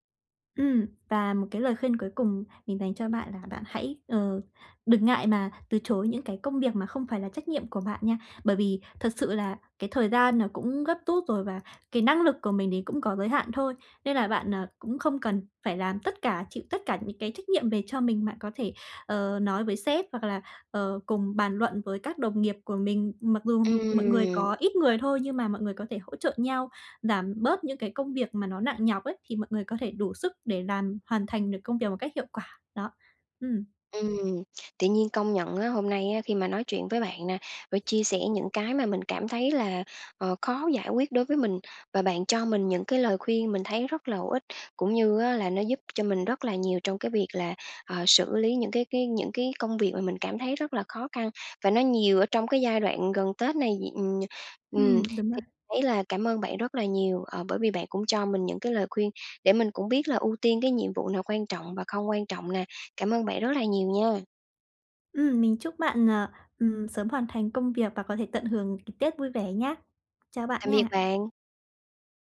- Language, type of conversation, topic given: Vietnamese, advice, Làm sao tôi ưu tiên các nhiệm vụ quan trọng khi có quá nhiều việc cần làm?
- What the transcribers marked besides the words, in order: tapping